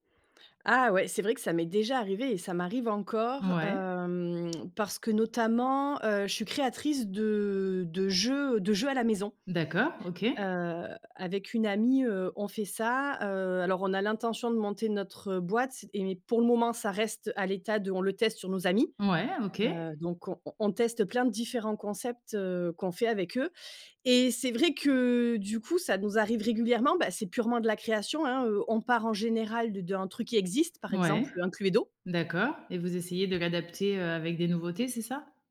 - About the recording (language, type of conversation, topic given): French, podcast, Comment trouver de nouvelles idées quand on tourne en rond ?
- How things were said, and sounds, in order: none